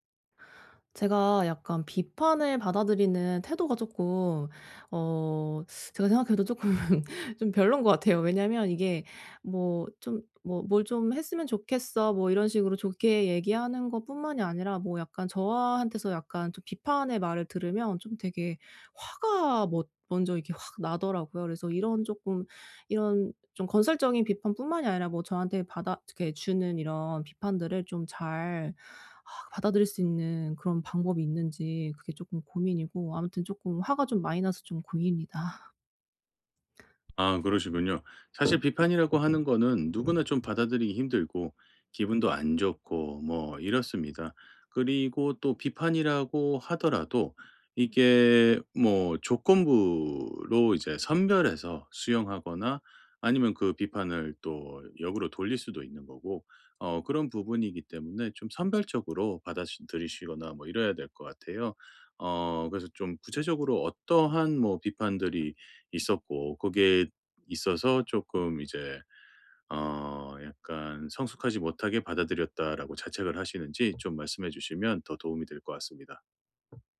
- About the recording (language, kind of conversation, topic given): Korean, advice, 다른 사람의 비판을 어떻게 하면 침착하게 받아들일 수 있을까요?
- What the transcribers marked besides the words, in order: teeth sucking; laughing while speaking: "쪼끔"; exhale; tapping